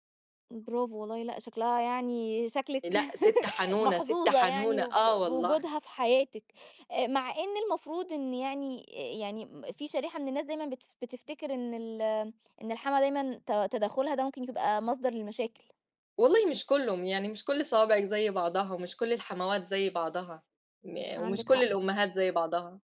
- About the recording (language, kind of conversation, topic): Arabic, podcast, إزّاي بتقسّموا شغل البيت بين اللي عايشين في البيت؟
- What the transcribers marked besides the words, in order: laugh